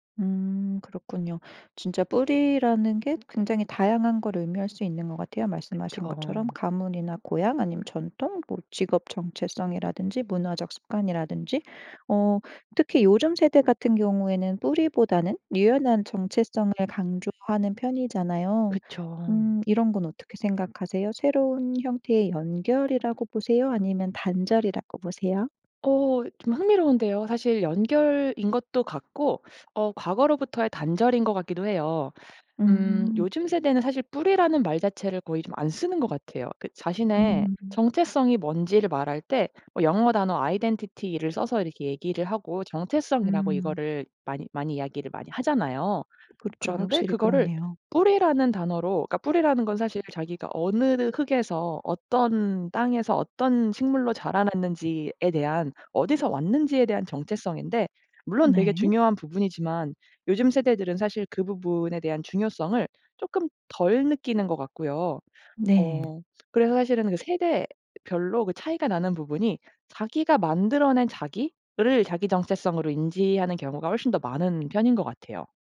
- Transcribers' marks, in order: other background noise; in English: "아이덴티티를"; tapping
- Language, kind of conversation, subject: Korean, podcast, 세대에 따라 ‘뿌리’를 바라보는 관점은 어떻게 다른가요?